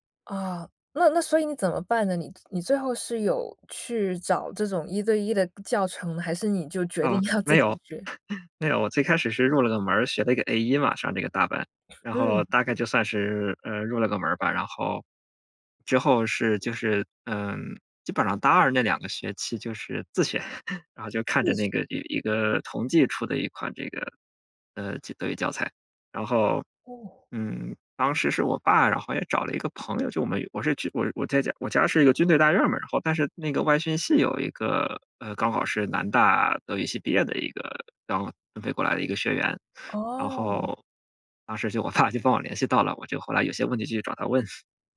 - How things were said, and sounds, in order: laughing while speaking: "要自己学？"; chuckle; other background noise; laugh; laughing while speaking: "爸"; chuckle
- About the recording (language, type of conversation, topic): Chinese, podcast, 你能跟我们讲讲你的学习之路吗？